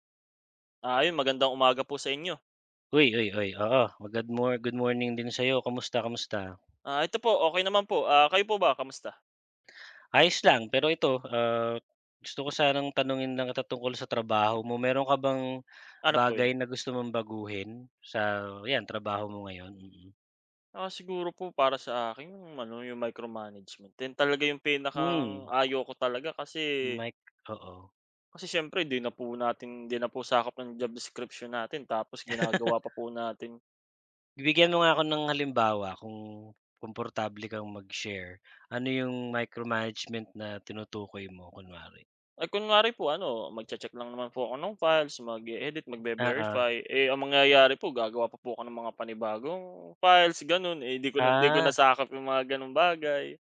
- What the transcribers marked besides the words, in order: in English: "micro-management"; laugh; in English: "micro-management"
- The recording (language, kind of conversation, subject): Filipino, unstructured, Ano ang mga bagay na gusto mong baguhin sa iyong trabaho?